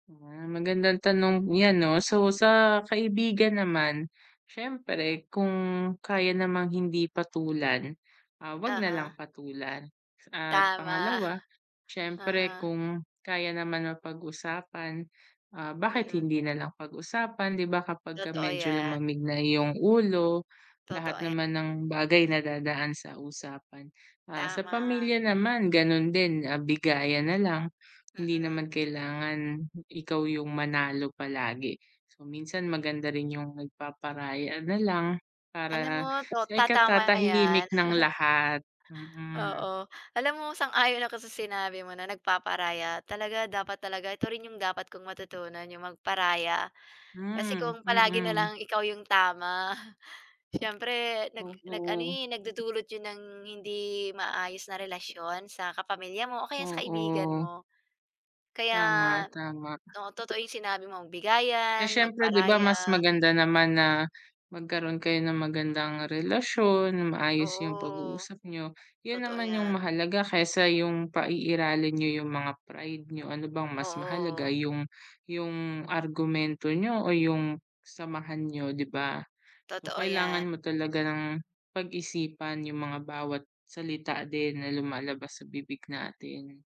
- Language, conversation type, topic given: Filipino, unstructured, Ano ang pinakamahalagang bagay na dapat tandaan kapag may hindi pagkakaintindihan?
- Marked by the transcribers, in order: other background noise; chuckle